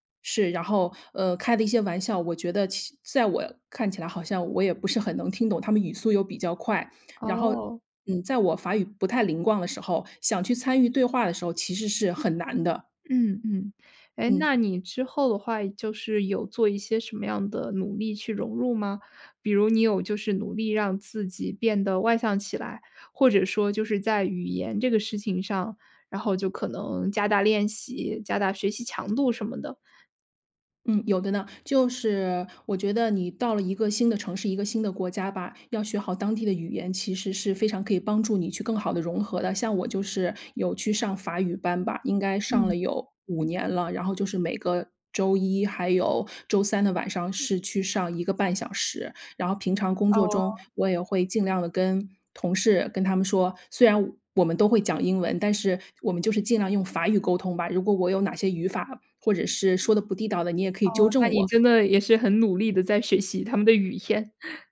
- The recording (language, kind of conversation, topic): Chinese, podcast, 你如何在适应新文化的同时保持自我？
- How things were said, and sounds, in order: other background noise; chuckle